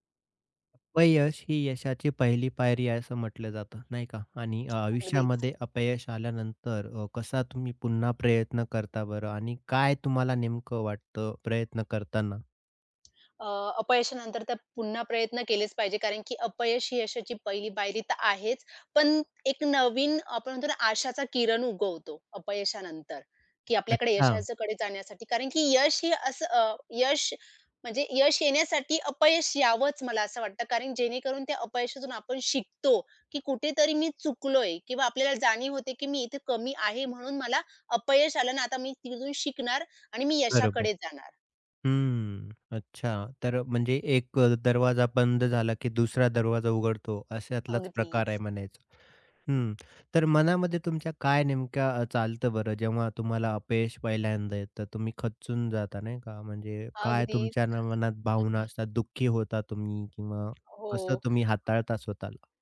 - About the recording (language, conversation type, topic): Marathi, podcast, अपयशानंतर पुन्हा प्रयत्न करायला कसं वाटतं?
- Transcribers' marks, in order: tsk; other background noise; stressed: "शिकतो"; stressed: "चुकलोय"; tapping